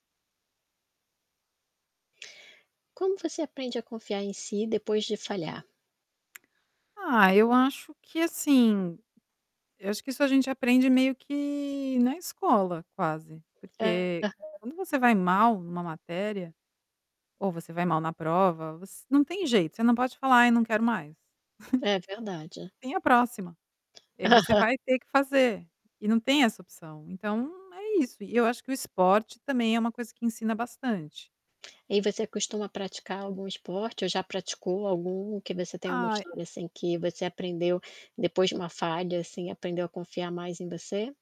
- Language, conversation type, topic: Portuguese, podcast, Como você aprende a confiar em si mesmo depois de falhar?
- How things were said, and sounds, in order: static; tapping; distorted speech; chuckle; laughing while speaking: "Aham"